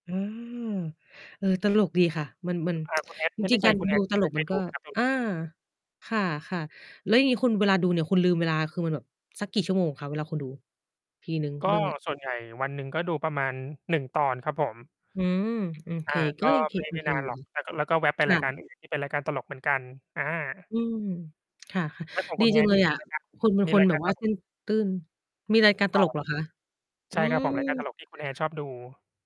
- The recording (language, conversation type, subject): Thai, unstructured, กิจกรรมอะไรที่ทำให้คุณลืมเวลาไปเลย?
- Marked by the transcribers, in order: tsk; distorted speech; mechanical hum; chuckle